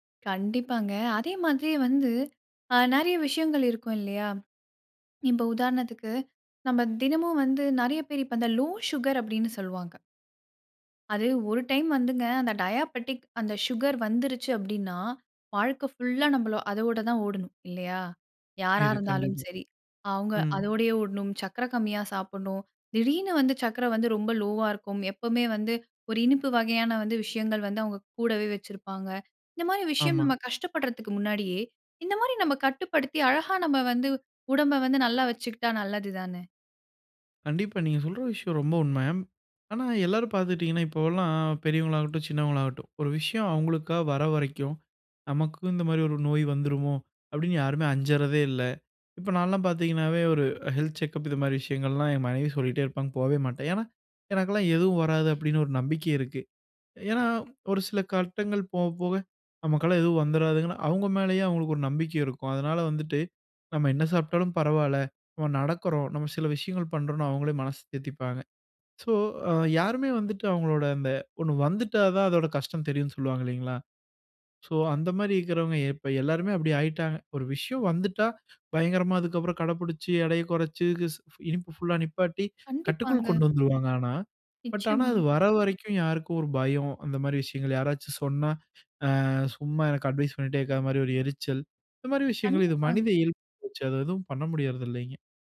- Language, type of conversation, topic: Tamil, podcast, இனிப்புகளை எவ்வாறு கட்டுப்பாட்டுடன் சாப்பிடலாம்?
- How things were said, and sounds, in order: in English: "லோ சுகர்"; in English: "டயாபெட்டிக்"; in English: "ஷுகர்"; in English: "லோவ்‌வா"; in English: "ஹெல்த் செக்கப்"